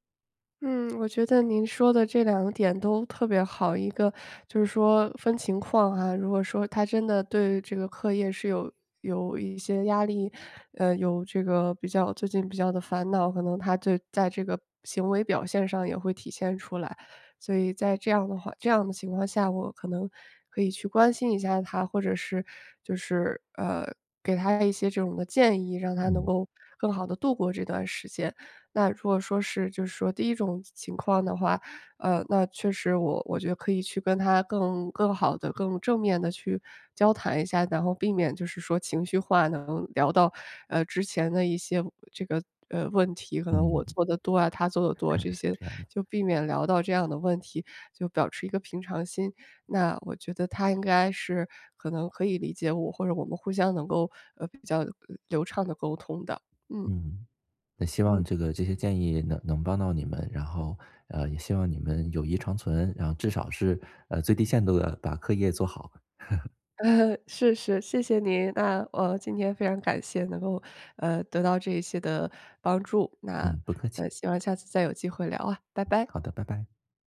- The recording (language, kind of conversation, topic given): Chinese, advice, 我该如何与朋友清楚地设定个人界限？
- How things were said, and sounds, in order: "保持" said as "表持"; laugh